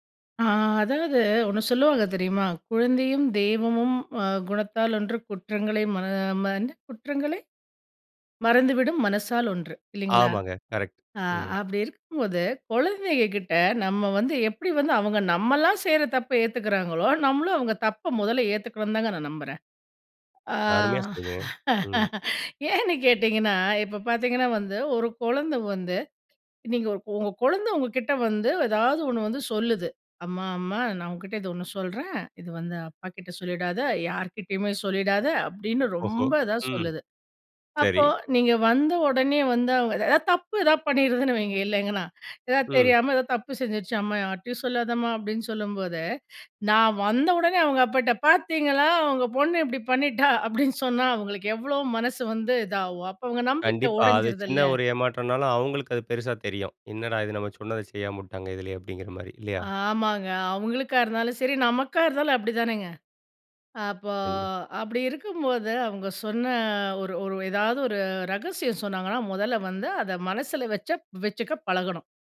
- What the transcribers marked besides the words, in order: laugh; laughing while speaking: "ஏன்னு கேட்டீங்கன்னா"; other background noise; drawn out: "அப்போ"; drawn out: "சொன்ன"
- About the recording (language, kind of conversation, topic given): Tamil, podcast, குழந்தைகளிடம் நம்பிக்கை நீங்காமல் இருக்க எப்படி கற்றுக்கொடுப்பது?